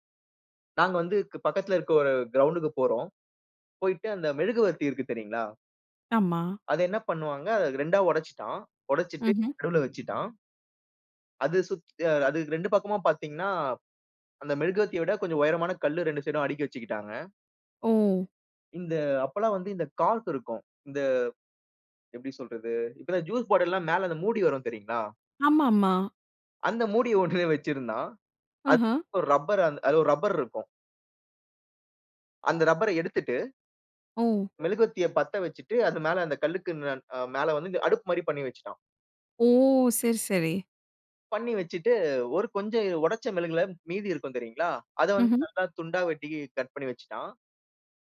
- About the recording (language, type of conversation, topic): Tamil, podcast, உங்கள் முதல் நண்பருடன் நீங்கள் எந்த விளையாட்டுகளை விளையாடினீர்கள்?
- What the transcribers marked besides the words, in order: in English: "கிரவுண்ட்க்கு"; in English: "கார்க்"; laughing while speaking: "ஒண்ணுமே"; laughing while speaking: "அது மேல"; drawn out: "ஓ!"